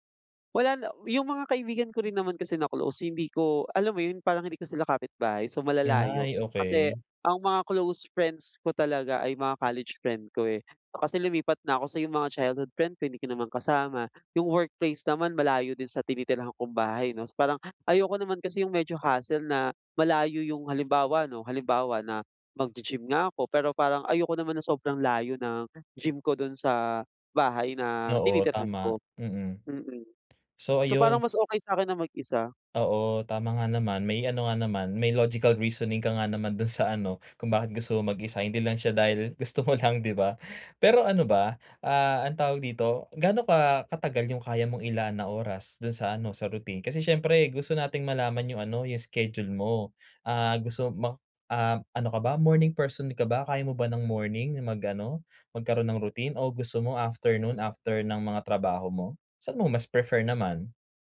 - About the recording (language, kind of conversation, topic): Filipino, advice, Paano ako makakabuo ng maliit at tuloy-tuloy na rutin sa pag-eehersisyo?
- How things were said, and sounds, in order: other background noise; tapping